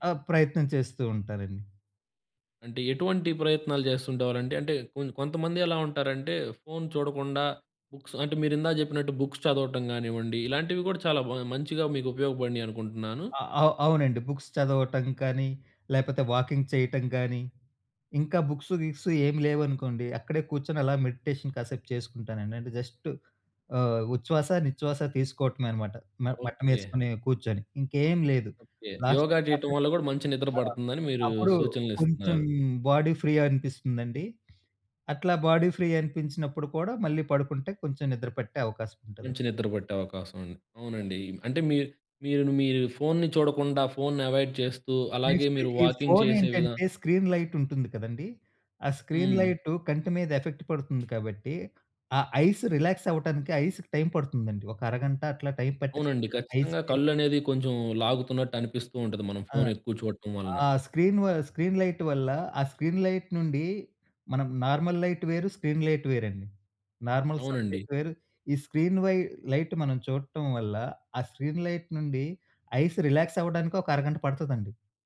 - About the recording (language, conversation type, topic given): Telugu, podcast, నిద్రకు ముందు స్క్రీన్ వాడకాన్ని తగ్గించడానికి మీ సూచనలు ఏమిటి?
- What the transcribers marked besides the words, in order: in English: "బుక్స్"; in English: "బుక్స్"; in English: "వాకింగ్"; in English: "బుక్స్"; in English: "మెడిటేషన్"; in English: "జస్ట్"; in English: "లాస్ట్‌కి"; unintelligible speech; in English: "బాడీ ఫ్రీ"; other background noise; in English: "బాడీ ఫ్రీ"; in English: "ఎవాయిడ్"; in English: "నెక్స్ట్"; in English: "వాకింగ్"; in English: "స్క్రీన్"; in English: "స్క్రీన్"; in English: "ఎఫెక్ట్"; tapping; in English: "ఐస్"; in English: "ఐస్‌కి"; in English: "ఐస్‌కి"; in English: "స్క్రీన్"; in English: "స్క్రీన్ లైట్"; in English: "స్క్రీన్ లైట్"; in English: "నార్మల్ లైట్"; in English: "స్క్రీన్ లైట్"; in English: "నార్మల్ సబ్జెక్ట్"; in English: "స్క్రీన్"; in English: "లైట్"; in English: "స్క్రీన్ లైట్"; in English: "ఐస్"